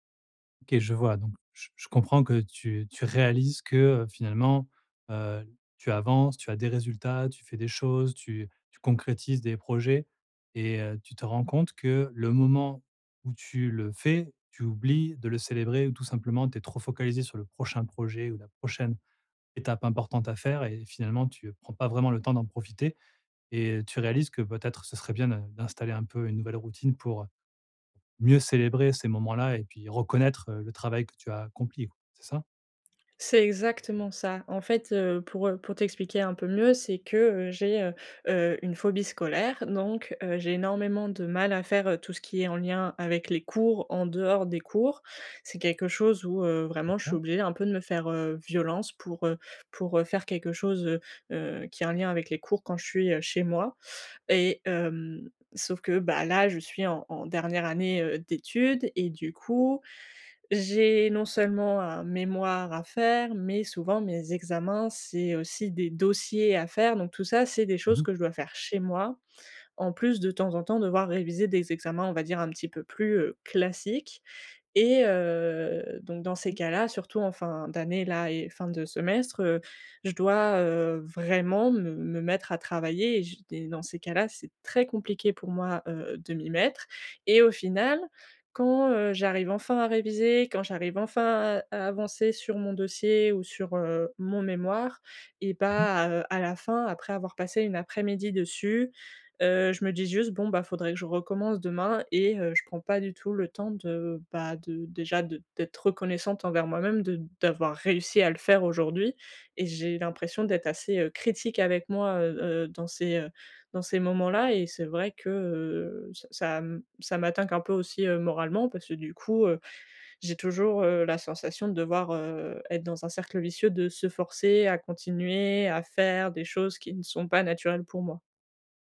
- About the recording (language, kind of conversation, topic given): French, advice, Comment puis-je célébrer mes petites victoires quotidiennes pour rester motivé ?
- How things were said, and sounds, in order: stressed: "violence"; stressed: "classiques"; stressed: "vraiment"